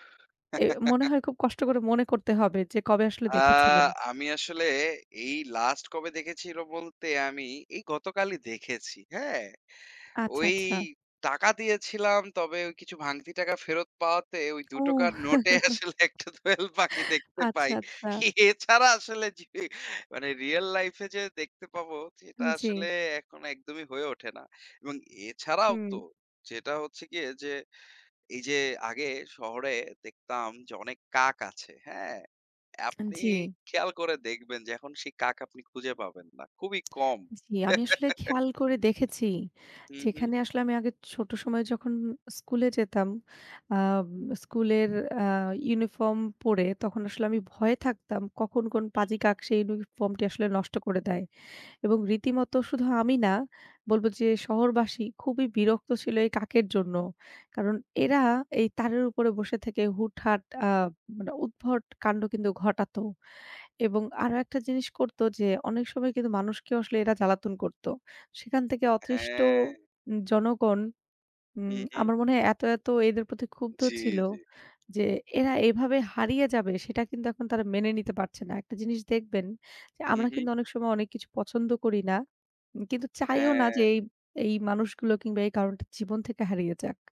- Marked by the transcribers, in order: giggle; "দেখেছিল" said as "দেখেছিরো"; "টাকার" said as "টোকার"; laugh; giggle; horn; drawn out: "হ্যাঁ"
- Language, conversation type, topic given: Bengali, unstructured, আপনার মতে বনভূমি সংরক্ষণ আমাদের জন্য কেন জরুরি?